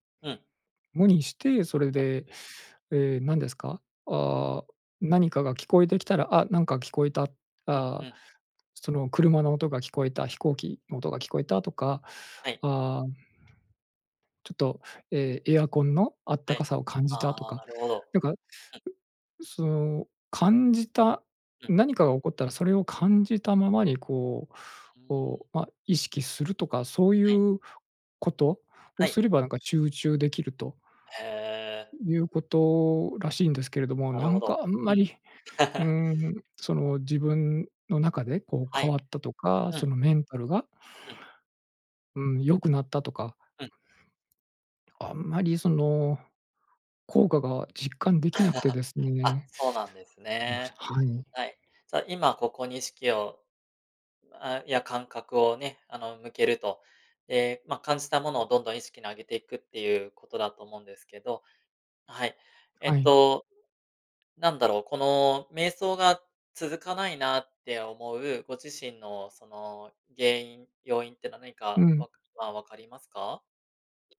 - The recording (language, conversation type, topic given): Japanese, advice, ストレス対処のための瞑想が続けられないのはなぜですか？
- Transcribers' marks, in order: other background noise; laugh; laugh